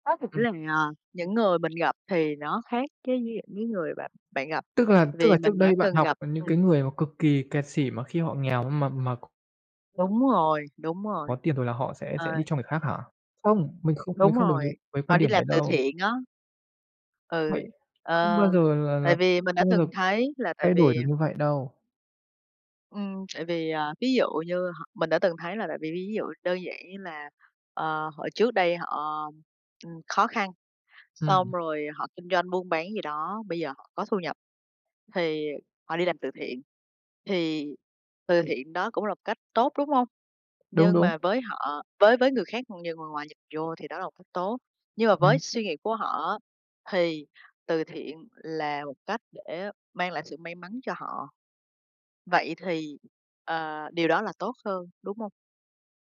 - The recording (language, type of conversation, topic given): Vietnamese, unstructured, Tiền có làm con người thay đổi tính cách không?
- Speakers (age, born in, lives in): 30-34, United States, Philippines; 40-44, Vietnam, Vietnam
- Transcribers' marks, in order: tapping; other background noise